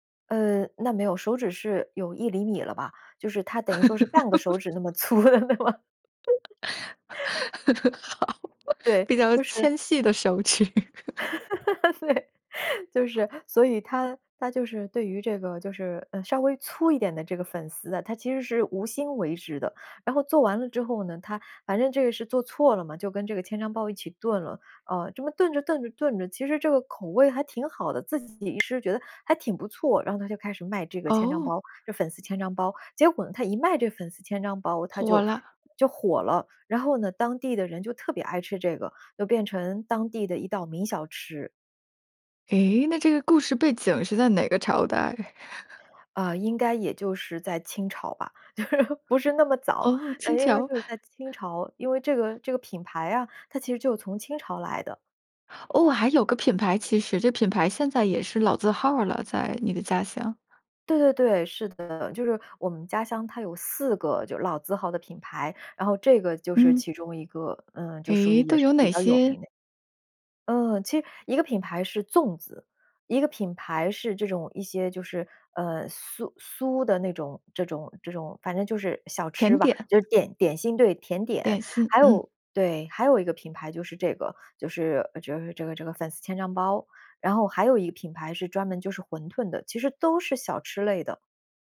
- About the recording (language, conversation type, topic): Chinese, podcast, 你眼中最能代表家乡味道的那道菜是什么？
- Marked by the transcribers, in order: laugh; laugh; laughing while speaking: "好，比较纤细的手指"; laughing while speaking: "粗的嘛"; laugh; laugh; laughing while speaking: "对"; other background noise; laugh; laughing while speaking: "就是"; "朝" said as "桥"; other noise; tapping